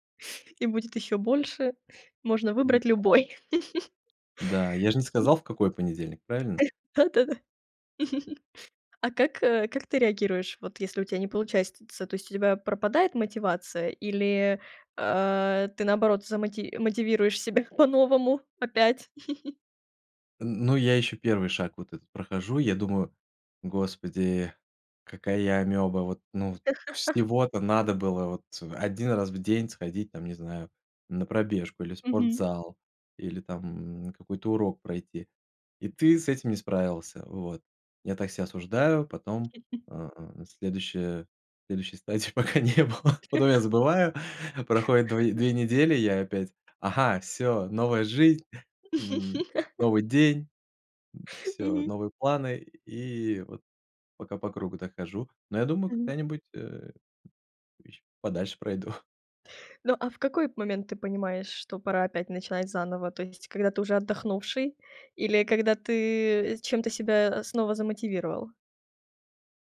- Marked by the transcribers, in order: laughing while speaking: "любой"; chuckle; other noise; tapping; chuckle; "получается" said as "получастится"; chuckle; laugh; chuckle; laughing while speaking: "пока не было. Потом я забываю"; chuckle; laugh; chuckle
- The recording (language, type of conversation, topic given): Russian, podcast, Как ты начинаешь менять свои привычки?